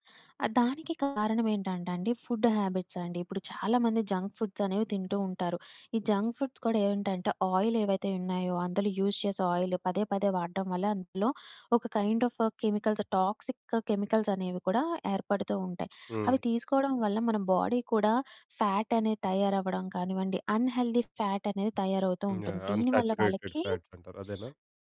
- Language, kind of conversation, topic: Telugu, podcast, మంచి నిద్ర రావాలంటే మీ గది ఎలా ఉండాలని మీరు అనుకుంటారు?
- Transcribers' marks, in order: in English: "ఫుడ్ హ్యాబిట్స్"; in English: "జంక్ ఫుడ్స్"; in English: "జంక్ ఫుడ్స్"; in English: "ఆయిల్"; in English: "యూజ్"; in English: "ఆయిల్"; in English: "కైండ్ ఆఫ్ కెమికల్స్ టాక్సిక్ కెమికల్స్"; in English: "బాడీ"; in English: "ఫ్యాట్"; in English: "అన్ హెల్టీ ఫ్యాట్"; in English: "అన్సాచురేటెడ్ ఫ్యాట్స్"